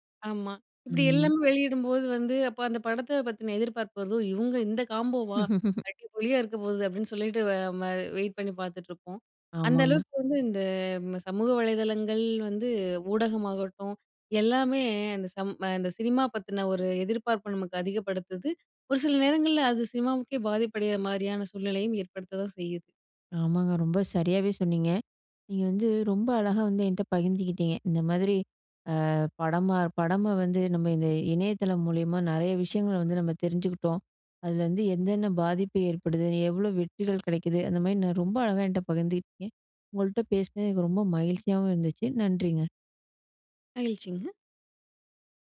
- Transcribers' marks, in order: laugh; in Malayalam: "அடிபொலியா"; "என்னென்ன" said as "எந்தென்ன"
- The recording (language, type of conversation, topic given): Tamil, podcast, ஒரு நடிகர் சமூக ஊடகத்தில் (இன்ஸ்டாகிராம் போன்றவற்றில்) இடும் பதிவுகள், ஒரு திரைப்படத்தின் வெற்றியை எவ்வாறு பாதிக்கின்றன?